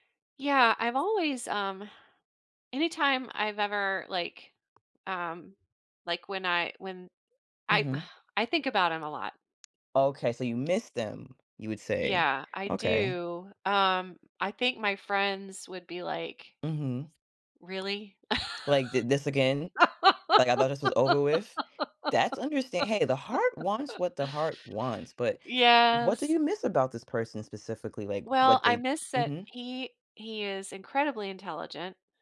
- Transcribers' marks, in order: sigh; tapping; laugh
- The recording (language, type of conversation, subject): English, advice, How can I reach out to an old friend and rebuild trust after a long time apart?
- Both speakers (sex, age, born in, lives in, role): female, 30-34, United States, United States, advisor; female, 55-59, United States, United States, user